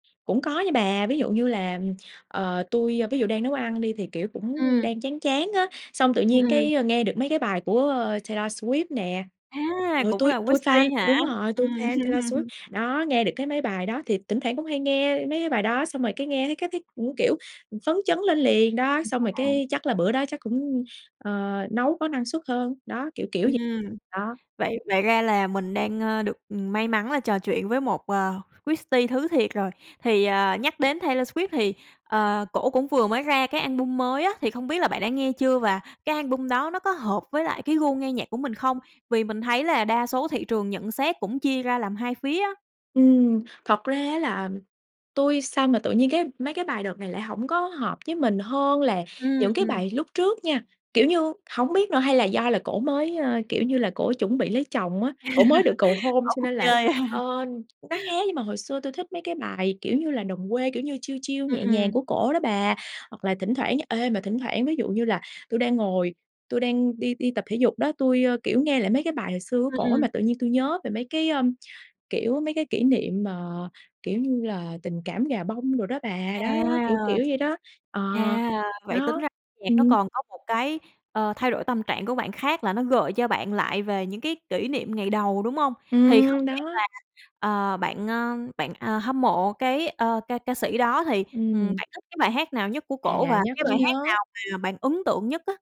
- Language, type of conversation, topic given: Vietnamese, podcast, Âm nhạc làm thay đổi tâm trạng bạn thế nào?
- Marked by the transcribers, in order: laugh; tapping; laugh; in English: "chill, chill"; other background noise